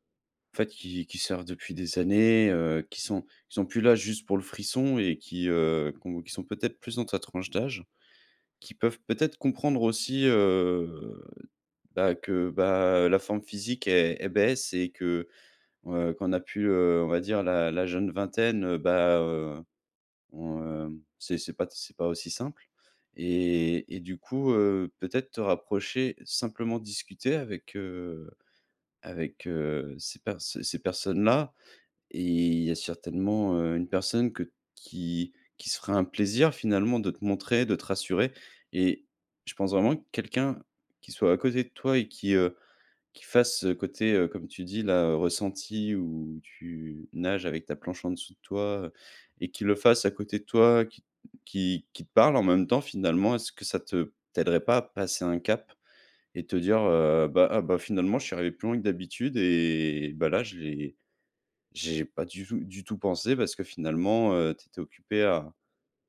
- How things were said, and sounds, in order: tapping; drawn out: "et"
- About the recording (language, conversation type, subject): French, advice, Comment puis-je surmonter ma peur d’essayer une nouvelle activité ?